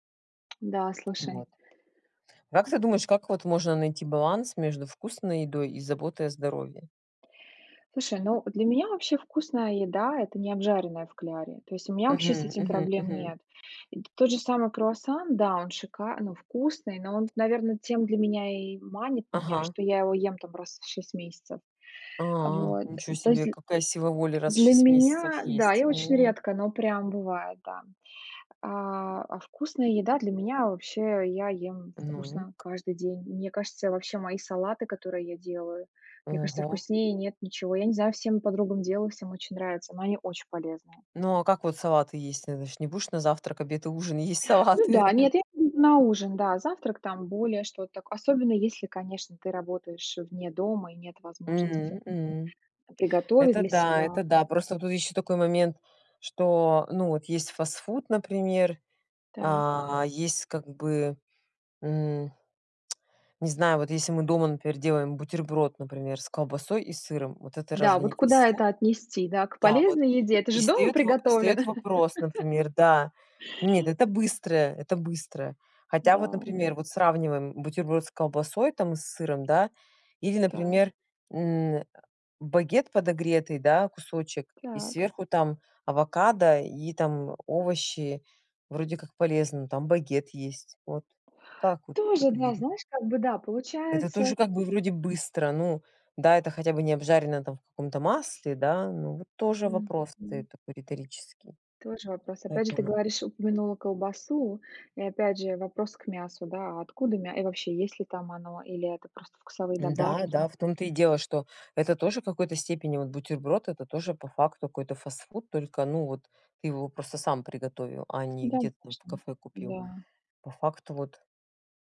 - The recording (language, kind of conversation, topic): Russian, unstructured, Почему многие боятся есть фастфуд?
- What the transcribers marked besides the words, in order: tapping; other background noise; laughing while speaking: "салаты"; lip smack; laugh